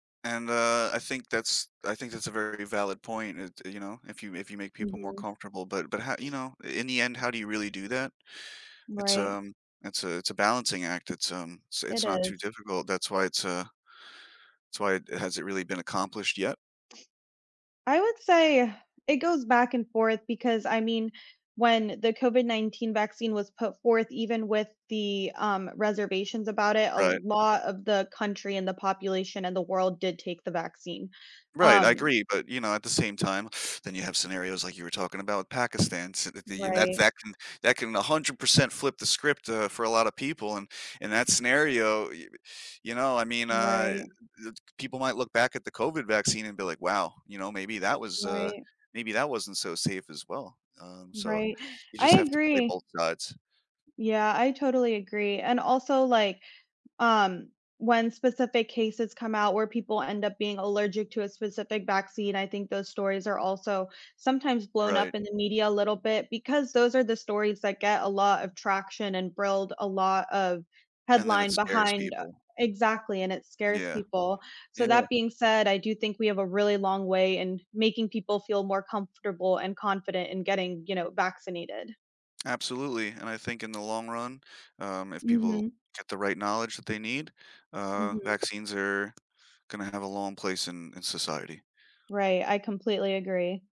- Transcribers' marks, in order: tapping; other background noise; other noise; "build" said as "bruild"
- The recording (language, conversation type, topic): English, unstructured, Why do some fear vaccines even when they save lives?